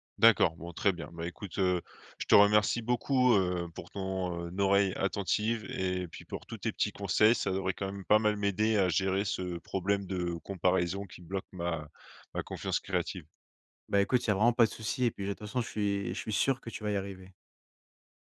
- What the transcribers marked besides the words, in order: other background noise; tapping; stressed: "sûr"
- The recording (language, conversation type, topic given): French, advice, Comment arrêter de me comparer aux autres quand cela bloque ma confiance créative ?